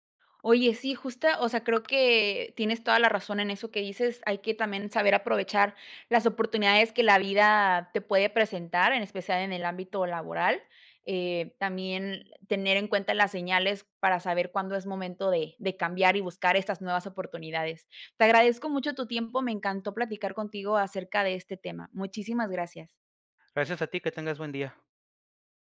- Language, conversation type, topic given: Spanish, podcast, ¿Cómo sabes cuándo es hora de cambiar de trabajo?
- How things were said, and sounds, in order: other background noise